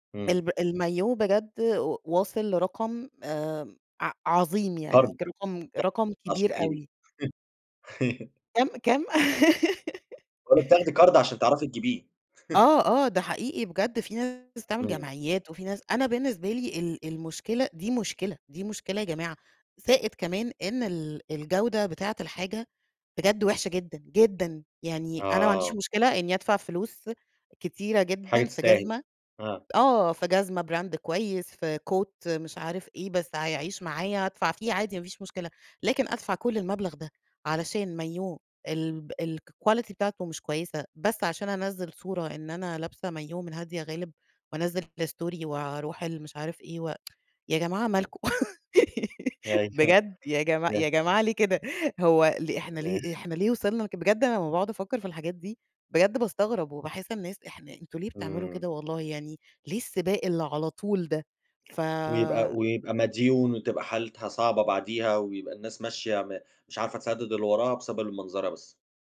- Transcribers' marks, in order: laugh; laugh; in English: "براند"; in English: "Coat"; in English: "الquality"; in English: "الstory"; tsk; laugh; laughing while speaking: "يا جماع يا جماعة ليه كده؟!"; laughing while speaking: "أيوه"; unintelligible speech
- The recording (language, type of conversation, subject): Arabic, podcast, لو لازم تختار، تفضّل تعيش حياة بسيطة ولا حياة مترفة؟